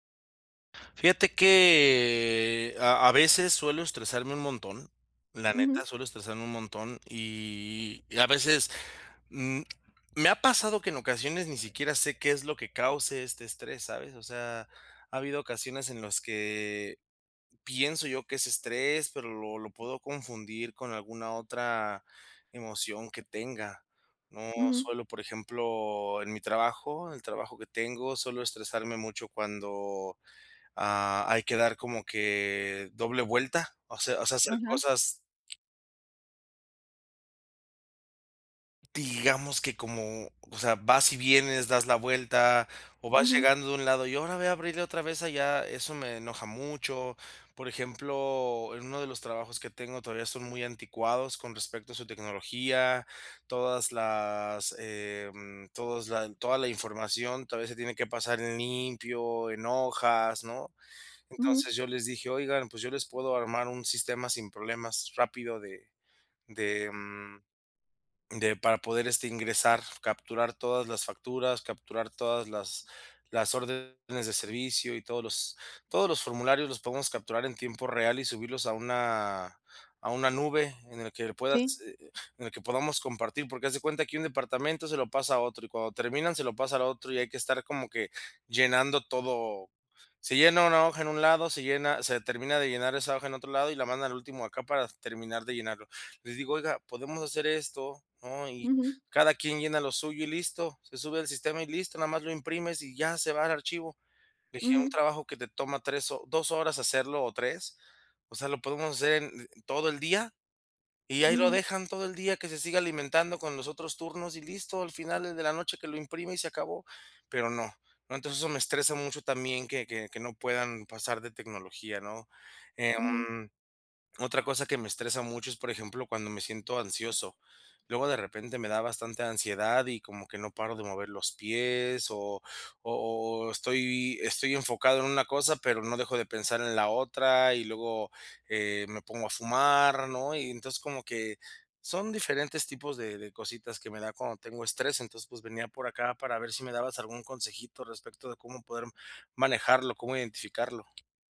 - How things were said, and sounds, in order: drawn out: "que"; tapping; other background noise
- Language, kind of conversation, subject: Spanish, advice, ¿Cómo puedo identificar y nombrar mis emociones cuando estoy bajo estrés?